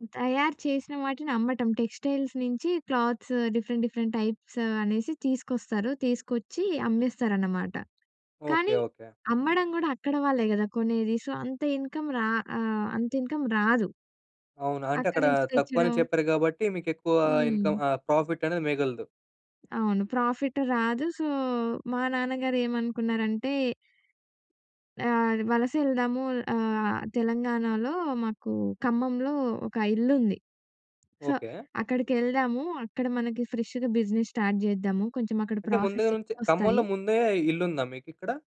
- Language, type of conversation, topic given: Telugu, podcast, వలసకు మీ కుటుంబం వెళ్లడానికి ప్రధాన కారణం ఏమిటి?
- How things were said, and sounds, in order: in English: "టెక్స్‌టైల్స్"; in English: "క్లాత్స్, డిఫరెంట్ డిఫరెంట్ టైప్స్"; in English: "సో"; in English: "ఇన్‌కమ్"; other background noise; in English: "ఇన్‌కమ్"; in English: "ప్రాఫిట్"; in English: "సో"; in English: "సో"; in English: "ఫ్రెష్‌గా బిజినెస్ స్టార్ట్"; in English: "ప్రాఫిట్స్"